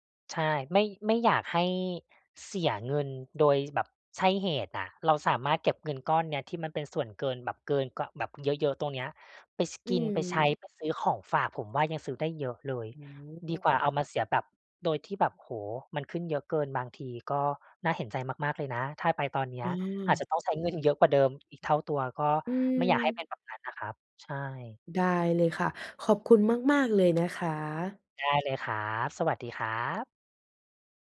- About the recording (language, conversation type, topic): Thai, advice, ควรเลือกไปพักผ่อนสบาย ๆ ที่รีสอร์ตหรือออกไปผจญภัยท่องเที่ยวในที่ไม่คุ้นเคยดี?
- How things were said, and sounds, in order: tapping; other background noise; laughing while speaking: "เงิน"